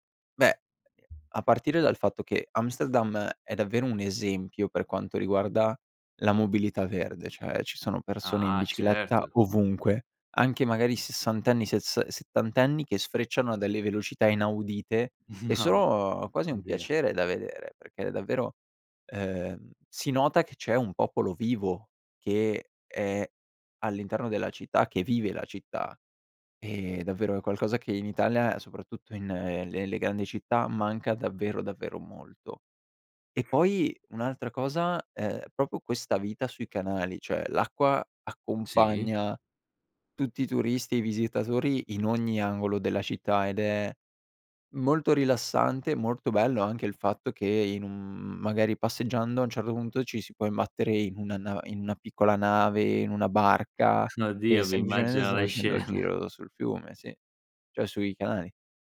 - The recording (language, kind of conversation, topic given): Italian, podcast, Ti è mai capitato di perderti in una città straniera?
- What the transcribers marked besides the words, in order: tapping; "cioè" said as "ceh"; chuckle; laughing while speaking: "No"; "oddio" said as "dea"; other background noise; "proprio" said as "propio"; "semplicemente" said as "semplicemene"; laughing while speaking: "scena"